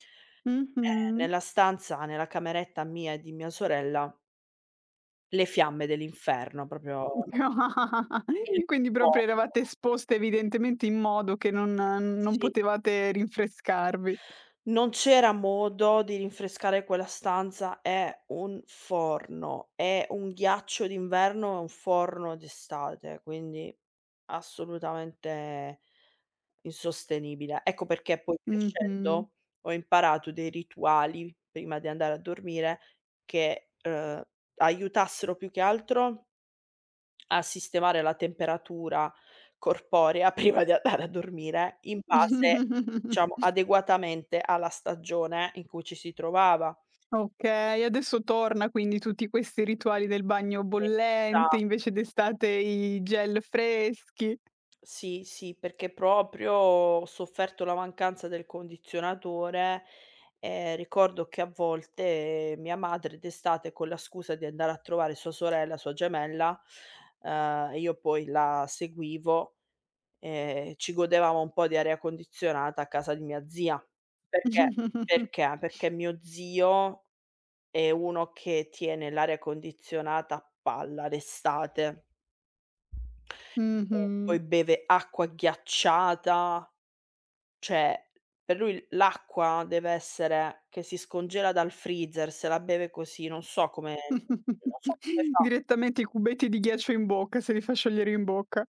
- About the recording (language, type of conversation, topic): Italian, podcast, Qual è un rito serale che ti rilassa prima di dormire?
- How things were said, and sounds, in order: "Proprio" said as "propio"; laugh; tapping; laughing while speaking: "prima di andare"; chuckle; "diciamo" said as "ciamo"; chuckle; chuckle